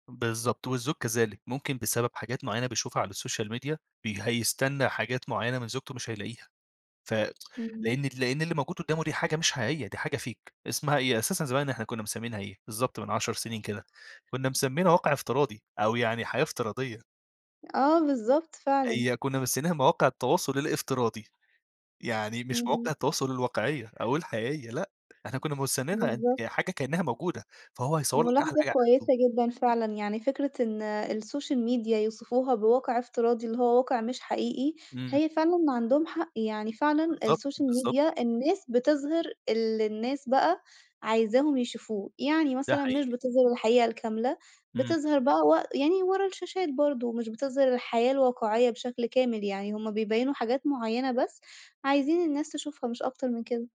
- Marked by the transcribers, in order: in English: "السوشيال ميديا"; tsk; in English: "fake"; in English: "السوشيال ميديا"; in English: "السوشيال ميديا"
- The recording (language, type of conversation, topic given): Arabic, podcast, إزاي تحمي صحتك العاطفية من السوشيال ميديا؟